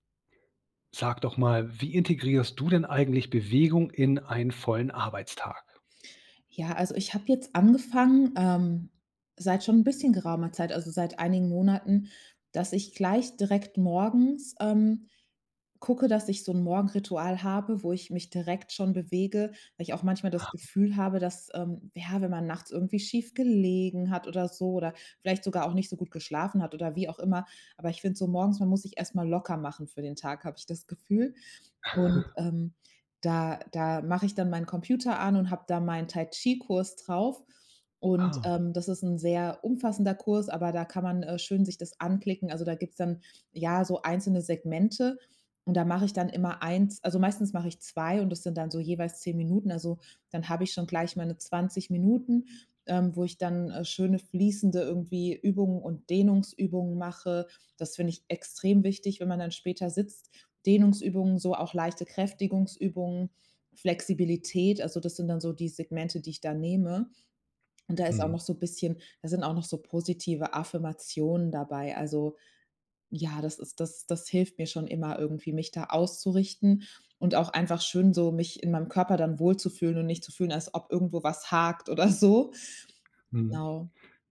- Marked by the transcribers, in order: chuckle; laughing while speaking: "oder so"
- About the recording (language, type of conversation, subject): German, podcast, Wie integrierst du Bewegung in einen vollen Arbeitstag?